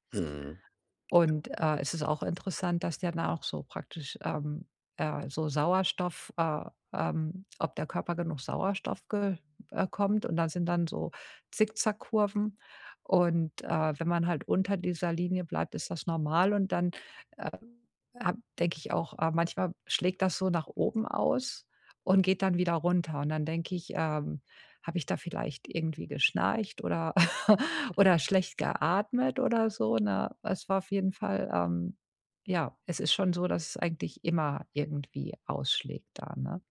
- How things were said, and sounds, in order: other background noise; laugh
- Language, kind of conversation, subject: German, advice, Wie kann ich Tracking-Routinen starten und beibehalten, ohne mich zu überfordern?